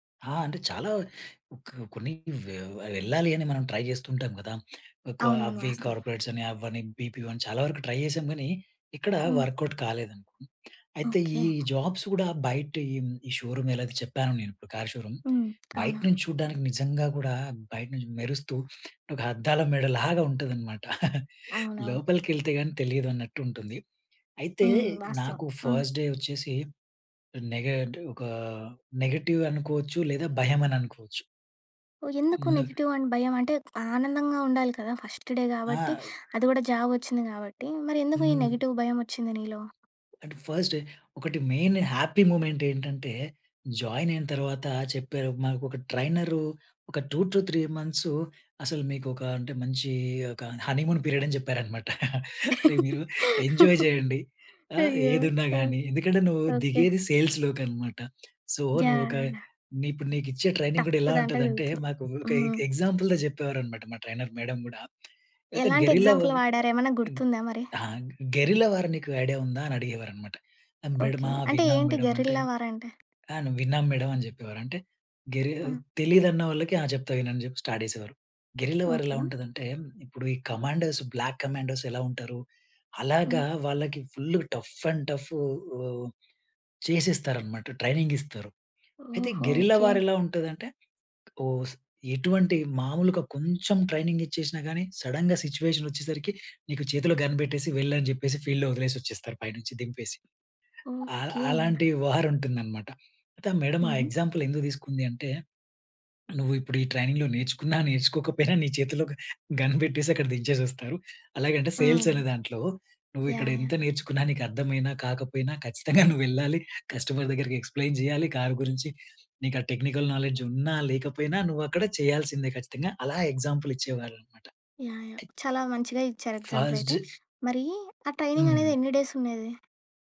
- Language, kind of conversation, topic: Telugu, podcast, మీ కొత్త ఉద్యోగం మొదటి రోజు మీకు ఎలా అనిపించింది?
- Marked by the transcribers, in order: in English: "ట్రై"; in English: "కార్పొరేట్స్"; in English: "బీపీఓ"; in English: "ట్రై"; in English: "వర్క్‌ఔట్"; in English: "జాబ్స్"; tapping; in English: "కార్ షోరూమ్"; chuckle; in English: "ఫస్ట్ డే"; in English: "నెగెటివ్"; in English: "నెగెటివ్"; in English: "ఫస్ట్ డే"; in English: "నెగెటివ్"; in English: "ఫస్ట్"; in English: "మెయిన్ హ్యాపీ మూమెంట్"; in English: "జాయిన్"; in English: "టూ టూ త్రీ"; in English: "హనీమూన్ పీరియడ్"; chuckle; in English: "ఎంజాయ్"; laugh; in English: "సో"; in English: "ఎగ్జాంపుల్‌గా"; in English: "టఫ్"; in English: "ట్రైనర్ మేడం"; in English: "గెరిల్లా వం"; in English: "గెరిల్లా వార్"; in English: "ఎగ్జాంపుల్"; in English: "మేడం"; in English: "మేడం"; in English: "గెరిల్లా వార్"; in English: "స్టార్ట్"; in English: "గెరిల్లా వార్"; in English: "కమాండర్స్ బ్లాక్ కమాండర్స్"; other background noise; in English: "ఫుల్ టఫ్ అండ్ టఫ్"; in English: "ట్రైనింగ్"; in English: "గెరిల్లా వార్"; stressed: "కొంచెం"; in English: "ట్రైనింగ్"; in English: "సడెన్‌గా"; in English: "గన్"; in English: "ఫీల్డ్‌లో"; in English: "వార్"; in English: "మేడం"; in English: "ఎక్సాంపుల్"; in English: "ట్రైనింగ్‌లో"; in English: "సేల్స్"; chuckle; in English: "ఎక్స్‌ప్లెయిన్"; in English: "కార్"; in English: "టెక్నికల్ నాలెడ్జ్"; in English: "ఎగ్జాంపుల్"; in English: "ఫస్ట్"; in English: "ఎగ్జాంపుల్"; in English: "ట్రైనింగ్"; in English: "డేస్"